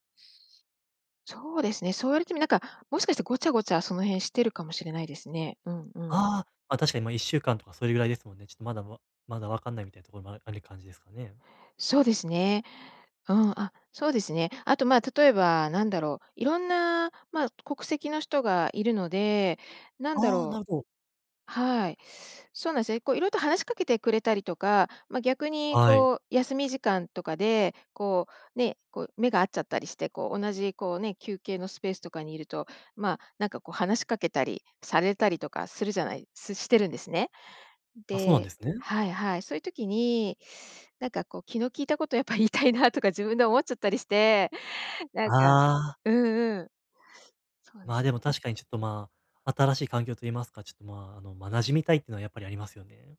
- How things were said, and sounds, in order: other noise; "ある" said as "あり"; laughing while speaking: "やっぱ言いたいなとか自分で思っちゃったりして、なんか"
- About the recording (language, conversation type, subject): Japanese, advice, 他人の評価を気にしすぎない練習